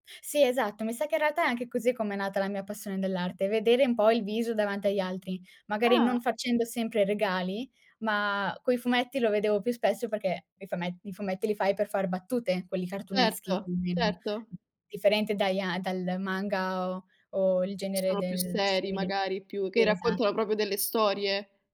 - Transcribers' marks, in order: tapping; other background noise
- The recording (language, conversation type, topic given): Italian, podcast, Come affronti il blocco creativo?